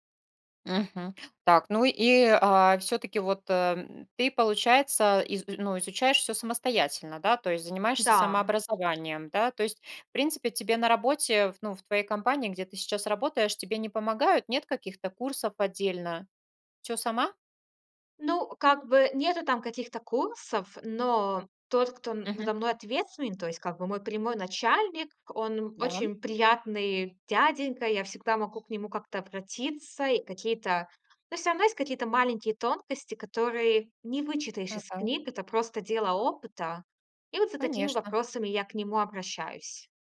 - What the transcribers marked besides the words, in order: none
- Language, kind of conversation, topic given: Russian, podcast, Расскажи о случае, когда тебе пришлось заново учиться чему‑то?